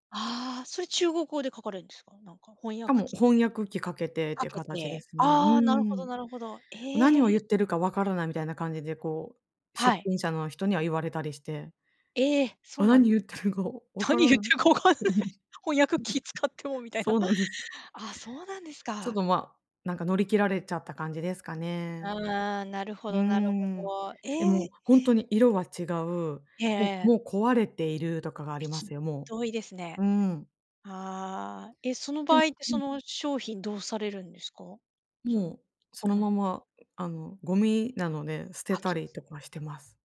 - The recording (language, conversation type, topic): Japanese, podcast, 買い物での失敗談はありますか？
- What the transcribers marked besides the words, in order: laughing while speaking: "あ何言ってるかわからない。 そうなんです"; laughing while speaking: "何言ってるか分からない。翻訳機使ってもみたいな"; laugh